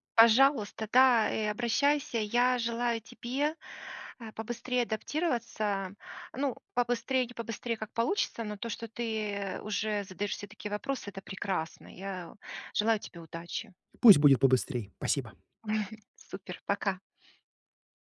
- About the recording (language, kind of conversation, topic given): Russian, advice, Как мне легче заводить друзей в новой стране и в другой культуре?
- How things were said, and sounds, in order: chuckle